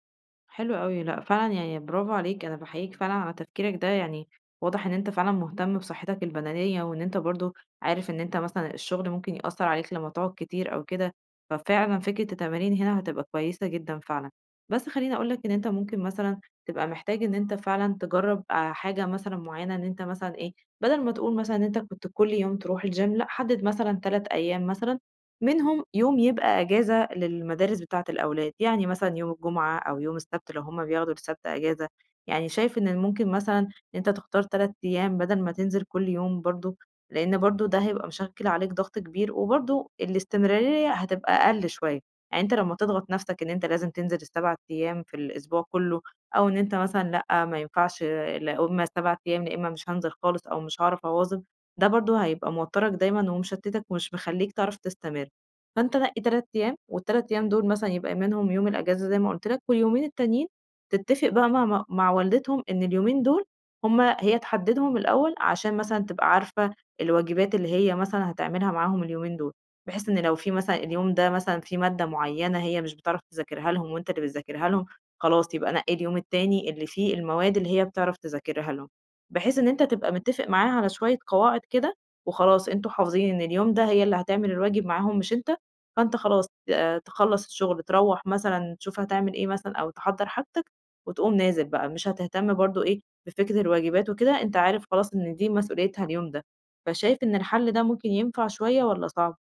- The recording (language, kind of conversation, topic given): Arabic, advice, إزاي أقدر أوازن بين التمرين والشغل ومسؤوليات البيت؟
- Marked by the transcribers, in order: other street noise; in English: "الgym"